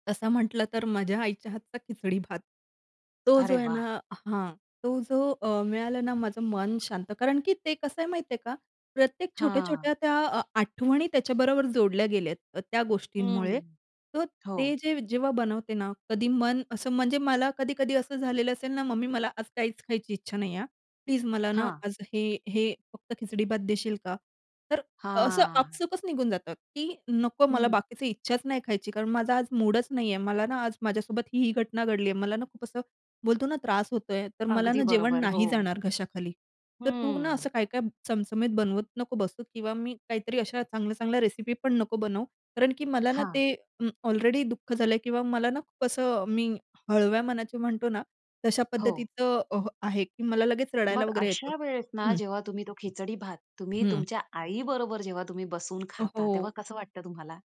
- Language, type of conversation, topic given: Marathi, podcast, तुमच्या घरचं सर्वात आवडतं सुखदायक घरचं जेवण कोणतं, आणि का?
- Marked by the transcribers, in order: other background noise